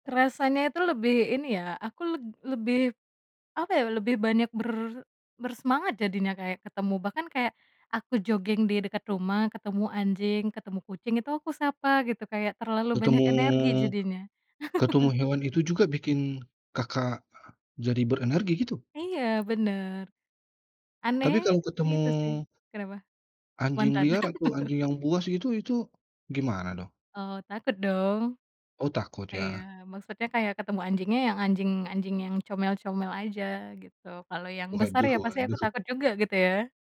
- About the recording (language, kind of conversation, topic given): Indonesian, podcast, Bagaimana proses kamu membangun kebiasaan kreatif baru?
- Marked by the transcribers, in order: in English: "jogging"; laugh; tapping; laugh; laughing while speaking: "Waduh waduh"